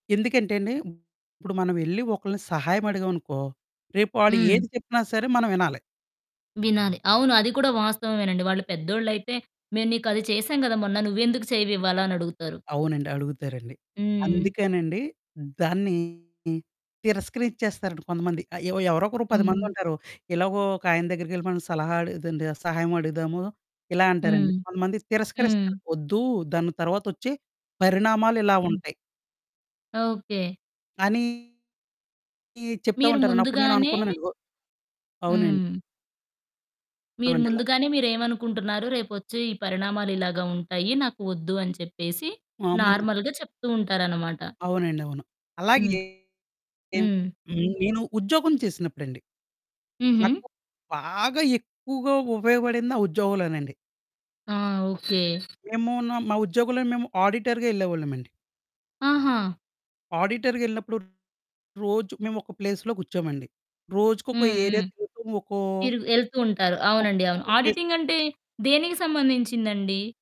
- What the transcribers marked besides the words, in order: static; distorted speech; in English: "నార్మల్‌గా"; other background noise; in English: "ఆడిటర్‌గా"; in English: "ఆడిటర్‌గెళ్ళినప్పుడు"; in English: "ప్లేస్‌లో"; in English: "ప్లేస్"
- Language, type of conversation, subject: Telugu, podcast, సహాయం చేయలేనప్పుడు అది స్పష్టంగా, మర్యాదగా ఎలా తెలియజేయాలి?